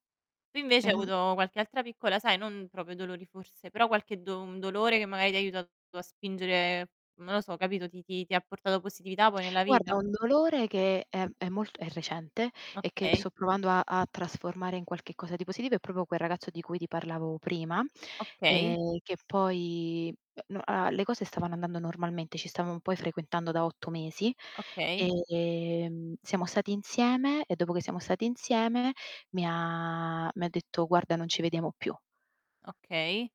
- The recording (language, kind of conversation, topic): Italian, unstructured, Come può il dolore trasformarsi in qualcosa di positivo?
- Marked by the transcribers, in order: other background noise; distorted speech; "proprio" said as "propo"; tapping; "stavamo" said as "stamo"; drawn out: "e"; drawn out: "ha"